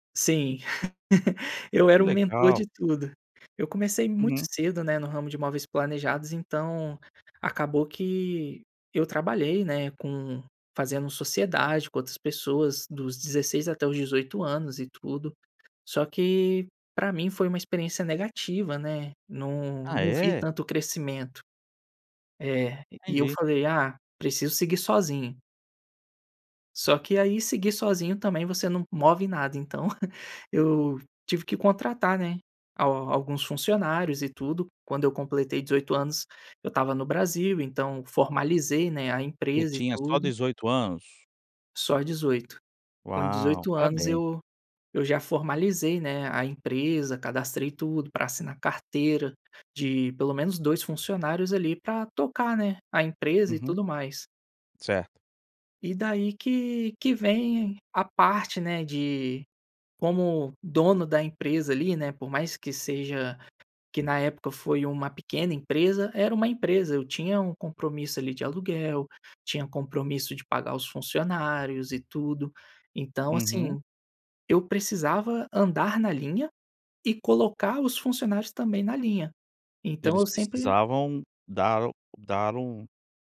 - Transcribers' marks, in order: giggle; chuckle
- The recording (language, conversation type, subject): Portuguese, podcast, Como dar um feedback difícil sem perder a confiança da outra pessoa?